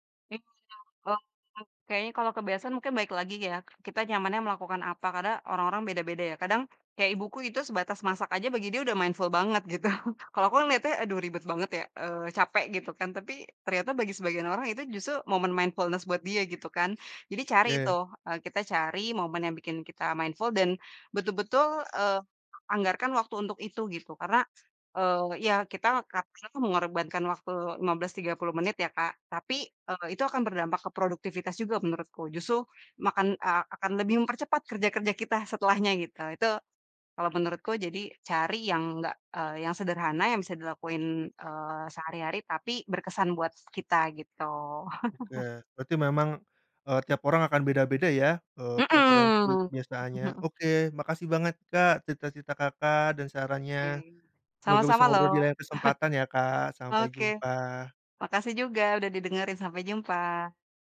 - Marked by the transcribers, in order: unintelligible speech; other background noise; in English: "mindful"; chuckle; in English: "mindfulness"; in English: "mindful"; laugh; chuckle
- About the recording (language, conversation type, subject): Indonesian, podcast, Apa rutinitas kecil yang membuat kamu lebih sadar diri setiap hari?